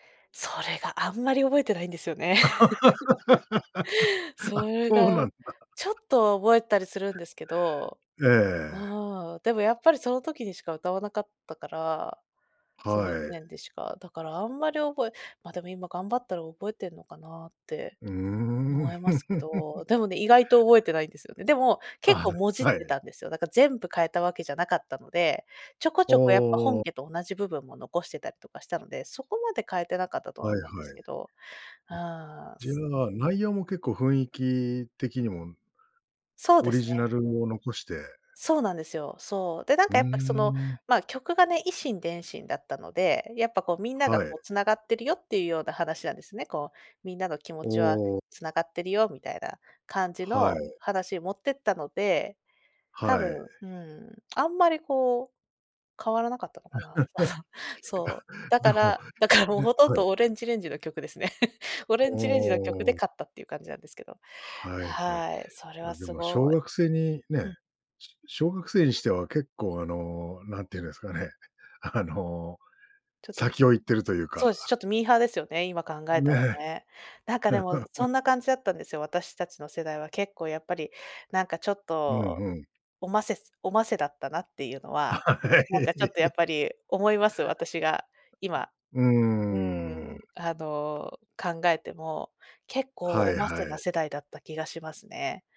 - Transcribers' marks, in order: laugh; laugh; chuckle; laughing while speaking: "あの"; chuckle; laughing while speaking: "だから"; chuckle; chuckle; laughing while speaking: "あ、はい"; unintelligible speech; tapping
- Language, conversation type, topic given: Japanese, podcast, 懐かしい曲を聴くとどんな気持ちになりますか？